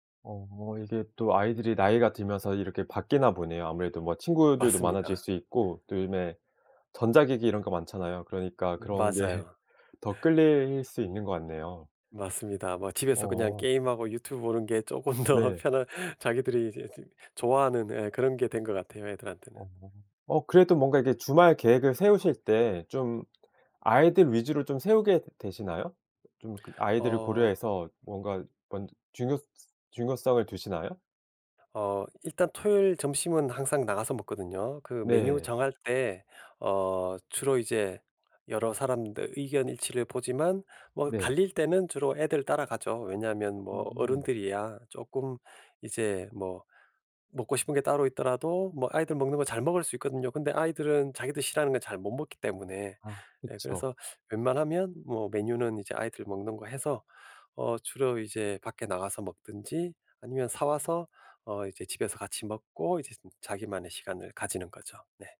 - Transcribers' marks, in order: laughing while speaking: "게"; laughing while speaking: "조금 더"
- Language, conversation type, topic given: Korean, podcast, 주말을 알차게 보내는 방법은 무엇인가요?